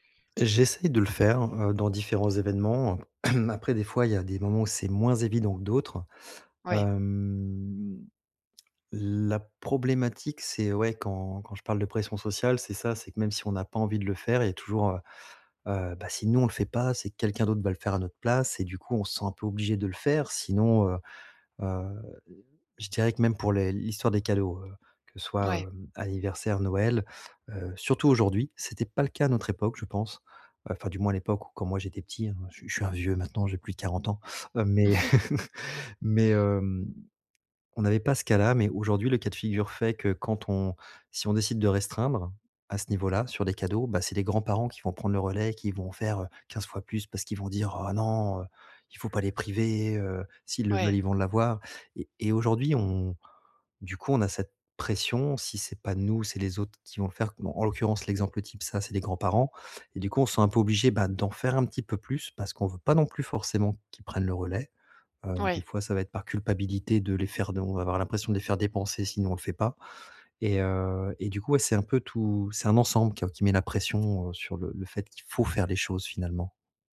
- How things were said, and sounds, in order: cough; drawn out: "Hem"; tapping; chuckle
- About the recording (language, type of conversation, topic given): French, advice, Comment gérer la pression sociale de dépenser pour des événements sociaux ?